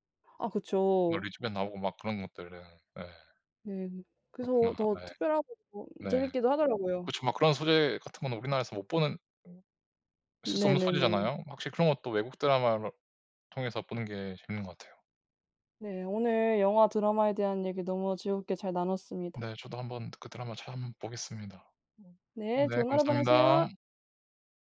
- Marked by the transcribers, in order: none
- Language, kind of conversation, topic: Korean, unstructured, 최근에 본 영화나 드라마 중 추천하고 싶은 작품이 있나요?